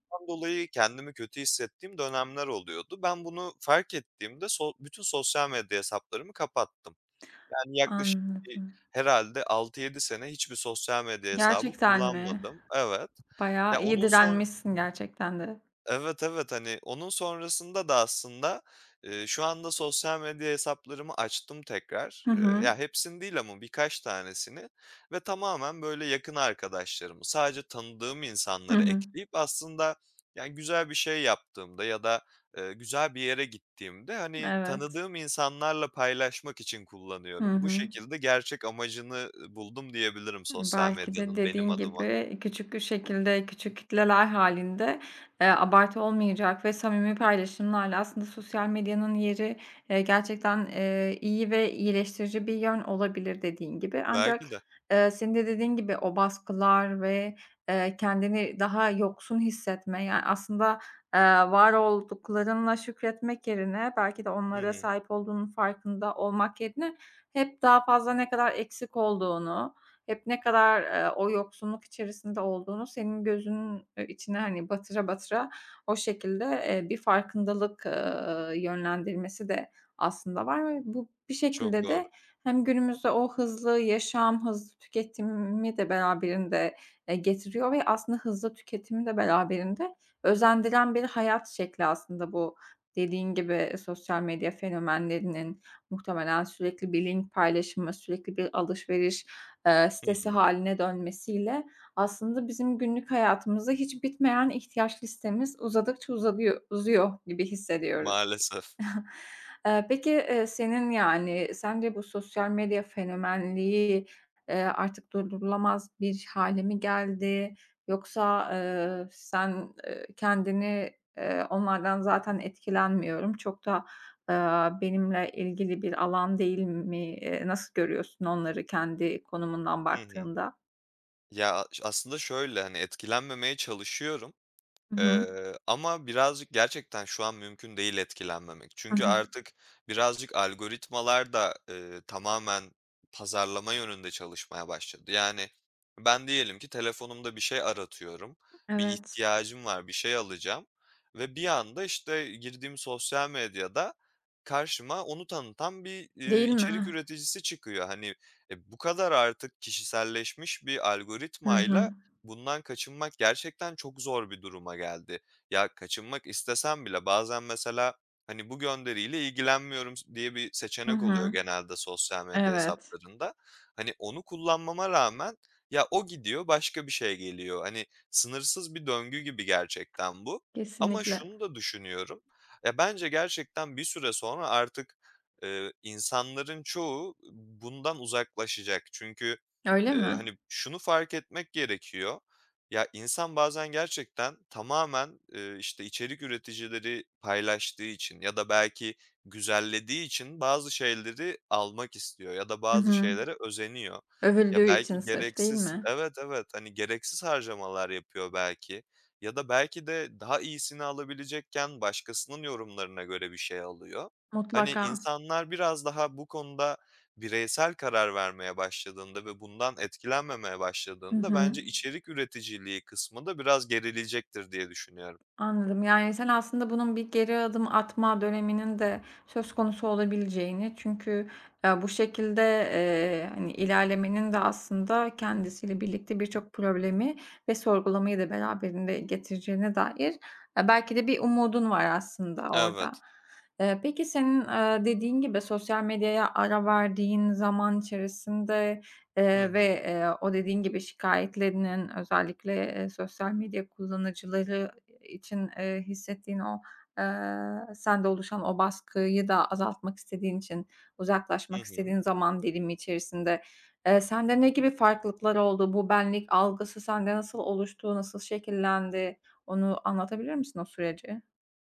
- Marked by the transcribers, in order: other background noise; giggle; tapping
- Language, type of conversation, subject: Turkish, podcast, Sosyal medyada gerçek benliğini nasıl gösteriyorsun?